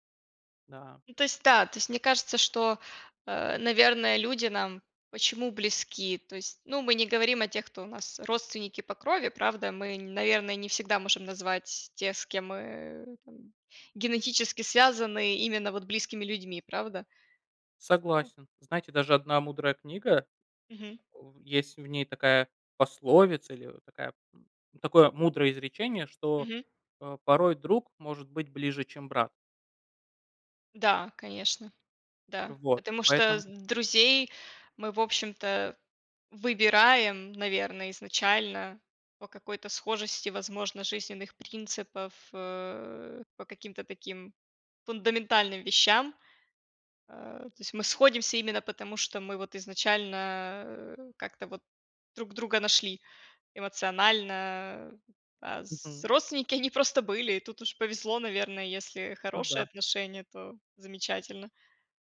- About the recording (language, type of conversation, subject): Russian, unstructured, Почему, по вашему мнению, иногда бывает трудно прощать близких людей?
- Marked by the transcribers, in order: other noise